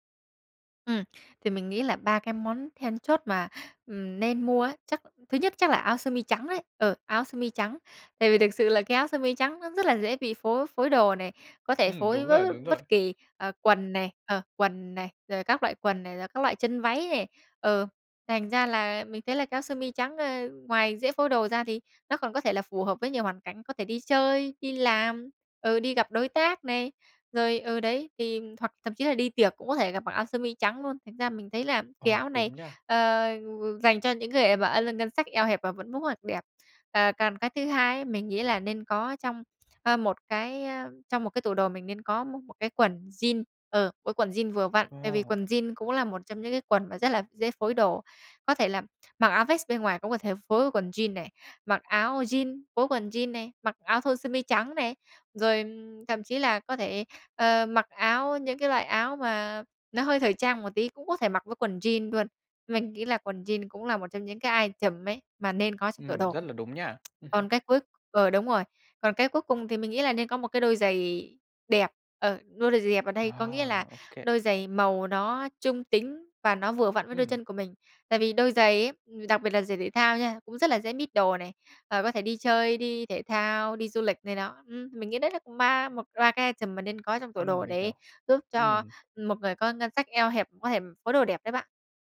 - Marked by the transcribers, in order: other background noise; tapping; in English: "item"; tsk; laugh; in English: "mít"; "mix" said as "mít"; in English: "item"
- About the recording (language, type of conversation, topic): Vietnamese, podcast, Làm sao để phối đồ đẹp mà không tốn nhiều tiền?